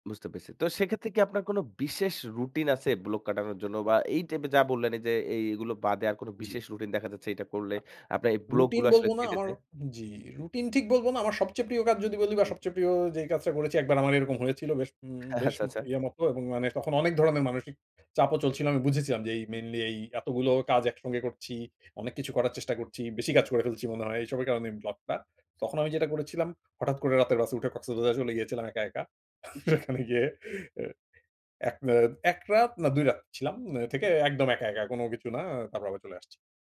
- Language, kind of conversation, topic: Bengali, podcast, আপনি কীভাবে সৃজনশীলতার বাধা ভেঙে ফেলেন?
- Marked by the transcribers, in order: chuckle; laughing while speaking: "সেখানে গিয়ে"